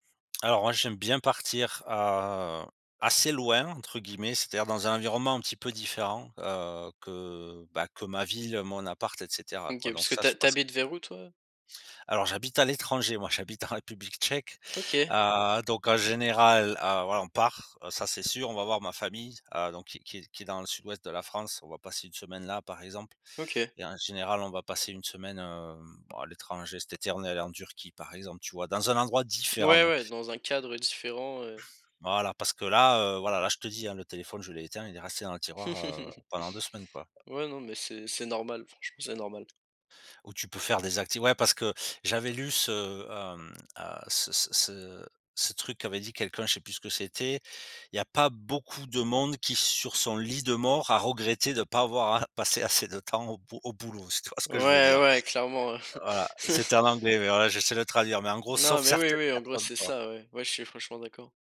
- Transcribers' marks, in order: stressed: "assez loin"; chuckle; tapping; stressed: "pas"; other background noise; chuckle
- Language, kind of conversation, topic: French, podcast, Comment prendre des vacances sans culpabiliser ?